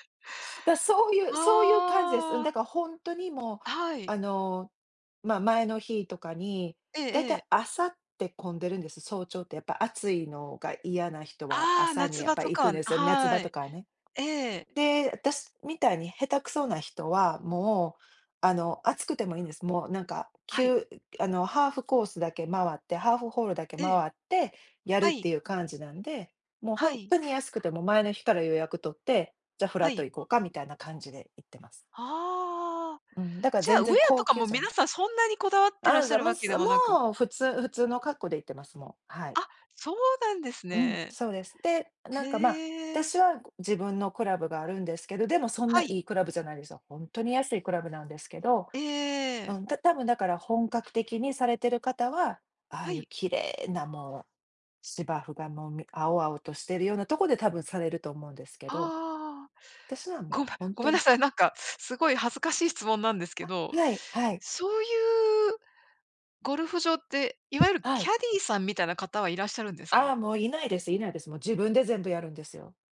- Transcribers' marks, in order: other background noise
- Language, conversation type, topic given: Japanese, unstructured, 休日はアクティブに過ごすのとリラックスして過ごすのと、どちらが好きですか？